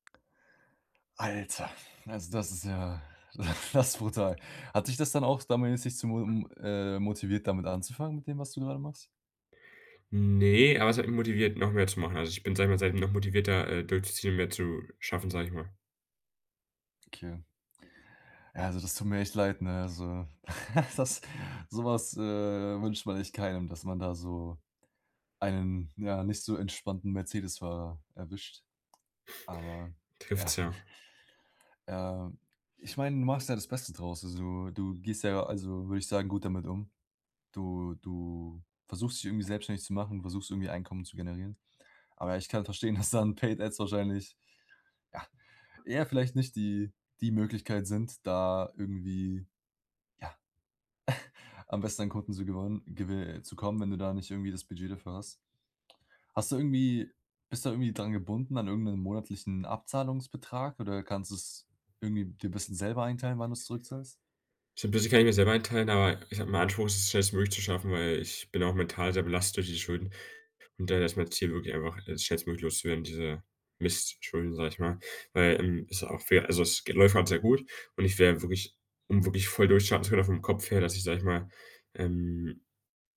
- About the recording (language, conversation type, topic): German, advice, Wie kann ich Motivation und Erholung nutzen, um ein Trainingsplateau zu überwinden?
- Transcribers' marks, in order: snort; laughing while speaking: "das"; chuckle; tapping; snort; laughing while speaking: "dass dann"; snort